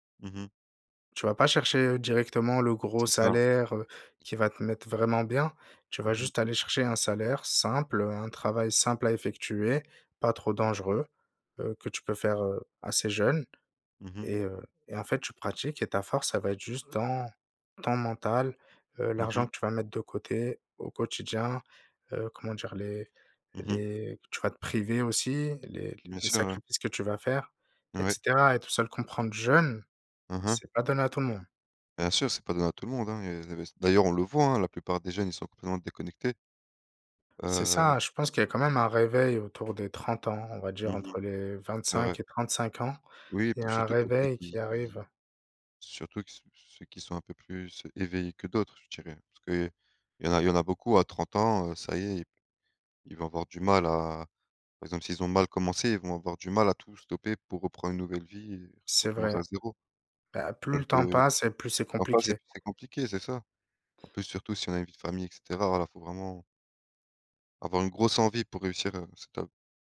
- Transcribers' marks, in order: tapping; stressed: "jeune"
- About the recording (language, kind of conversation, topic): French, unstructured, Comment décidez-vous quand dépenser ou économiser ?